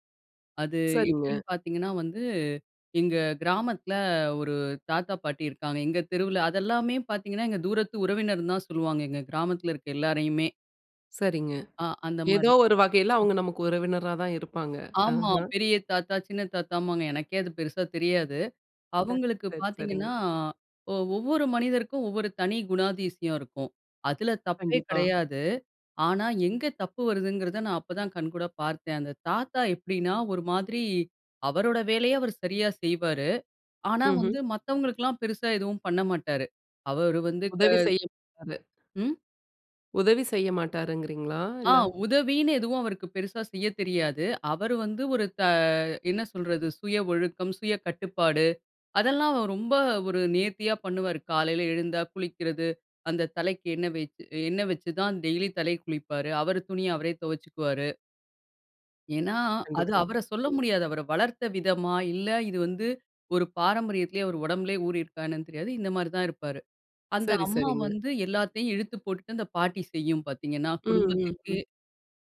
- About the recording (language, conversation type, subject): Tamil, podcast, உங்கள் முன்னோர்களிடமிருந்து தலைமுறைதோறும் சொல்லிக்கொண்டிருக்கப்படும் முக்கியமான கதை அல்லது வாழ்க்கைப் பாடம் எது?
- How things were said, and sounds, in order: chuckle; other noise